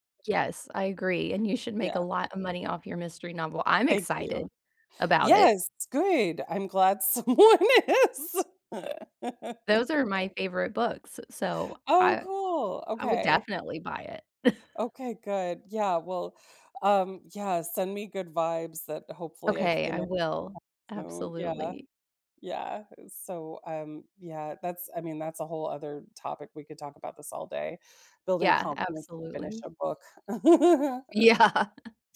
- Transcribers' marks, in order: laughing while speaking: "someone is"; laugh; tapping; chuckle; other background noise; laughing while speaking: "Yeah"; laugh
- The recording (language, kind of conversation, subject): English, unstructured, How can I build confidence to ask for what I want?